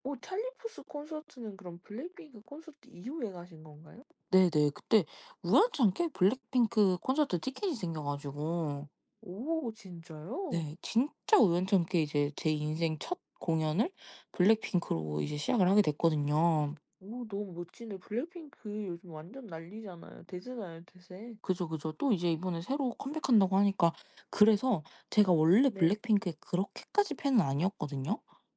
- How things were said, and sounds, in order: tapping
- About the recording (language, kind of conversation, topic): Korean, unstructured, 콘서트나 공연에 가 본 적이 있나요? 그때 기분은 어땠나요?